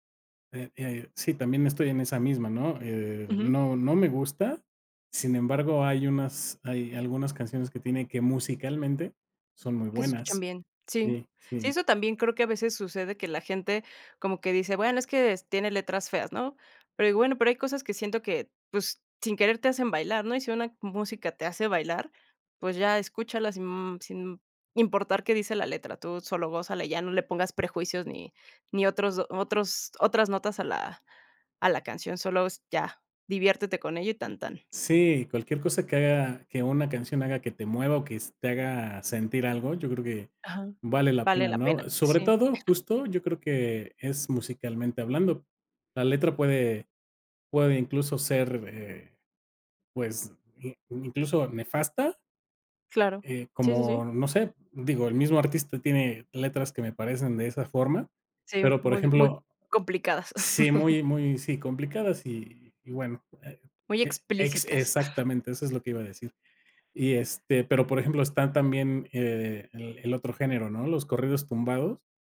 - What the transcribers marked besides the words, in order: chuckle; other background noise; chuckle
- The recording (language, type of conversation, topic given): Spanish, podcast, ¿Cómo ha cambiado tu gusto musical con los años?